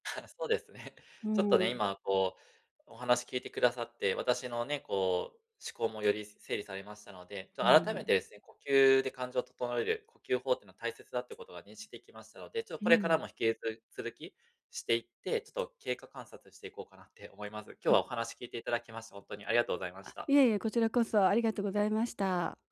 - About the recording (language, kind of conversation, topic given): Japanese, advice, 呼吸で感情を整える方法
- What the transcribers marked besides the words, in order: chuckle; laughing while speaking: "そうですね"; tapping